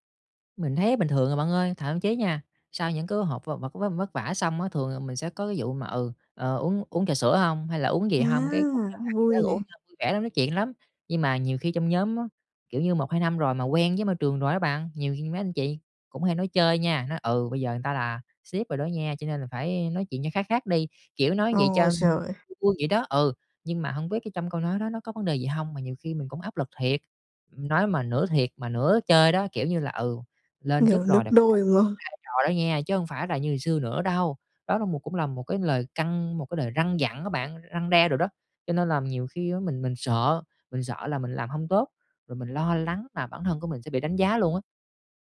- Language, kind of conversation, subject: Vietnamese, advice, Làm sao để bớt lo lắng về việc người khác đánh giá mình khi vị thế xã hội thay đổi?
- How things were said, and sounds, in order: unintelligible speech; "ngày" said as "ừn"